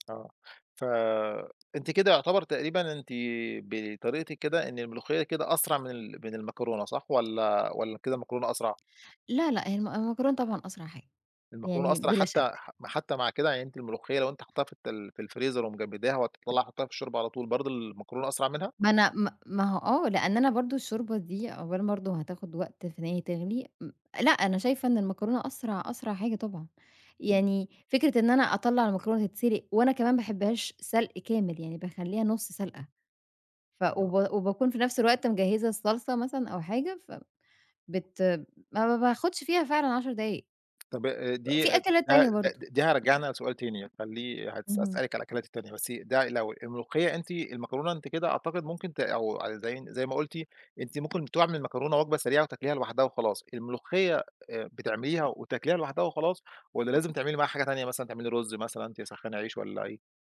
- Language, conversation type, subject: Arabic, podcast, إزاي بتجهّز وجبة بسيطة بسرعة لما تكون مستعجل؟
- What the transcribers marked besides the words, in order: tapping; unintelligible speech